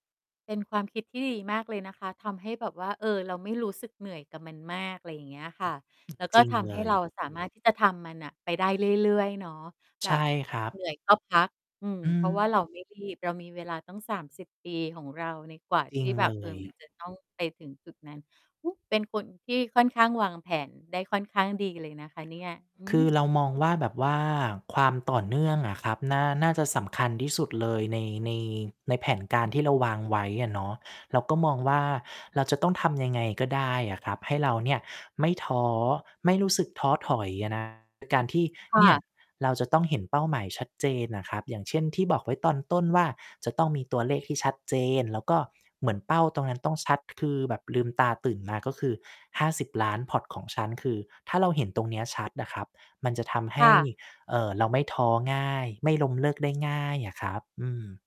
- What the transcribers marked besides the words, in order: distorted speech; other noise
- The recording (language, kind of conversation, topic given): Thai, podcast, คุณคิดว่าคนเราควรค้นหาจุดมุ่งหมายในชีวิตของตัวเองอย่างไร?